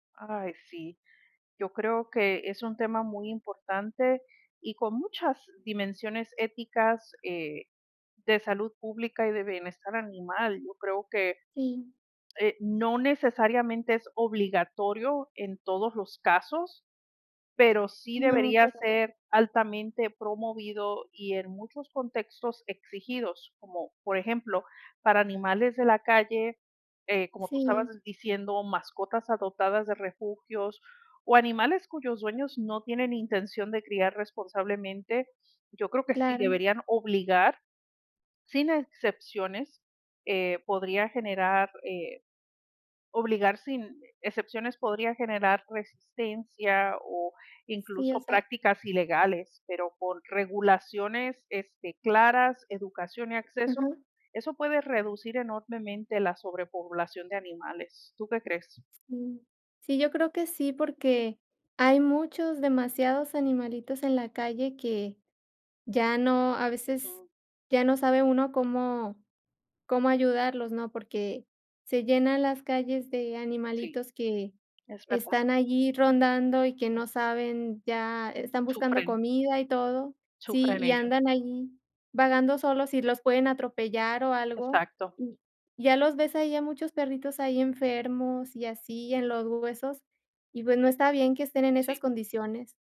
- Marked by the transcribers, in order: unintelligible speech; other background noise
- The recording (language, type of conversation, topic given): Spanish, unstructured, ¿Debería ser obligatorio esterilizar a los perros y gatos?